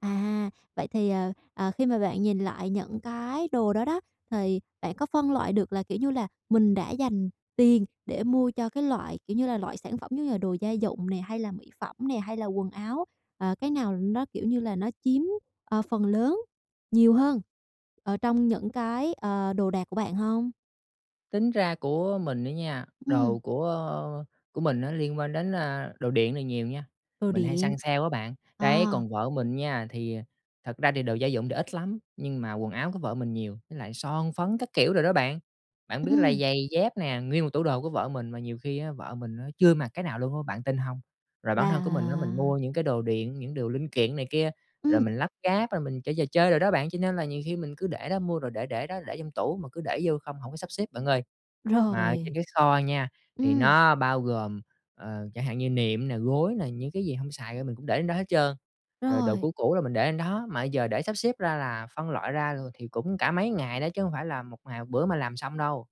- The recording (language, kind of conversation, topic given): Vietnamese, advice, Bạn nên bắt đầu sắp xếp và loại bỏ những đồ không cần thiết từ đâu?
- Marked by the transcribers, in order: tapping; other background noise